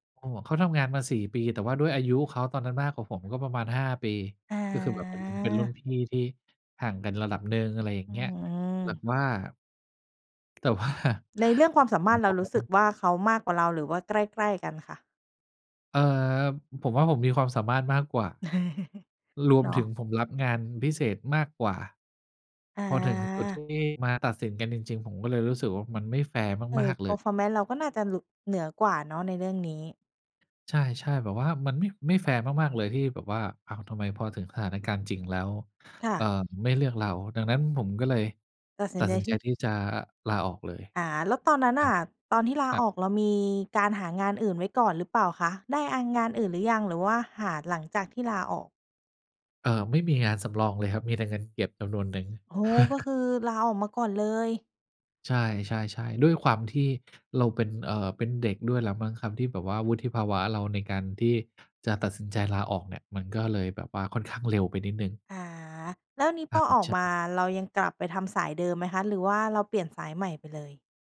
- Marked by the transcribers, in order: drawn out: "อา"; tapping; laughing while speaking: "แต่ว่า"; unintelligible speech; chuckle; chuckle
- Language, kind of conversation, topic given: Thai, podcast, ถ้าคิดจะเปลี่ยนงาน ควรเริ่มจากตรงไหนดี?